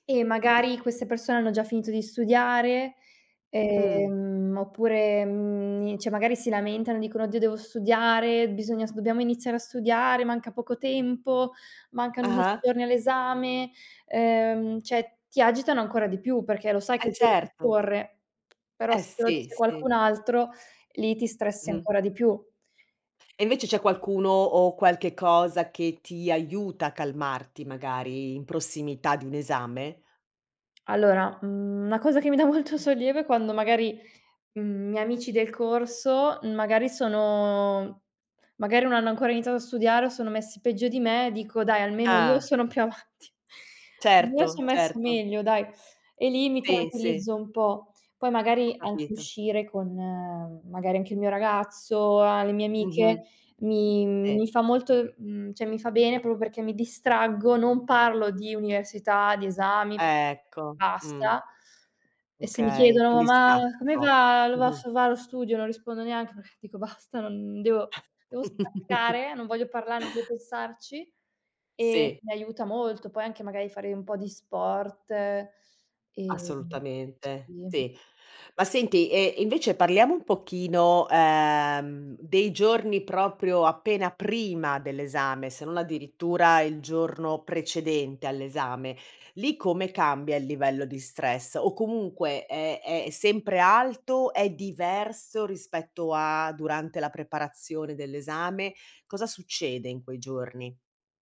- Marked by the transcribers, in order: other background noise; "cioè" said as "ceh"; "cioè" said as "ceh"; tapping; "una" said as "na"; laughing while speaking: "dà molto"; laughing while speaking: "più avanti"; "Sì" said as "tì"; "Sì" said as "ì"; "cioè" said as "ceh"; "proprio" said as "propo"; "perché" said as "perh"; chuckle; "sì" said as "tì"
- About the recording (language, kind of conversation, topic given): Italian, podcast, Come gestire lo stress da esami a scuola?